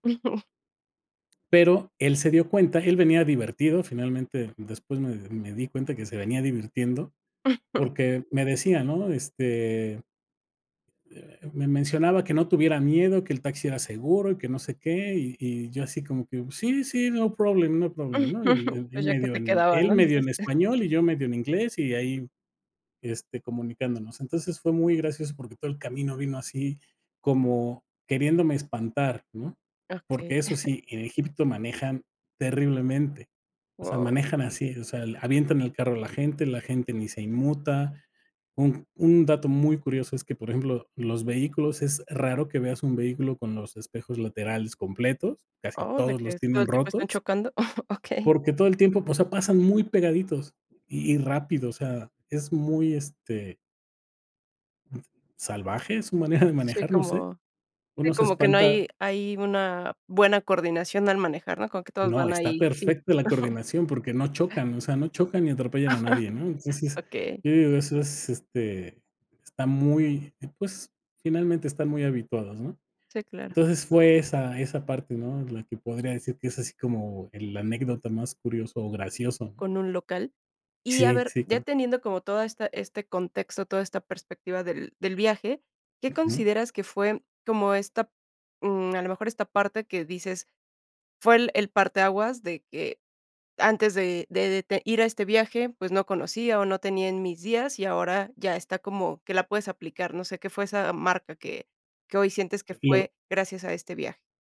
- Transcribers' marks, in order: chuckle; tapping; chuckle; laugh; chuckle; giggle; giggle; other background noise; chuckle
- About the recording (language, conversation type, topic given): Spanish, podcast, ¿Qué viaje te cambió la vida y por qué?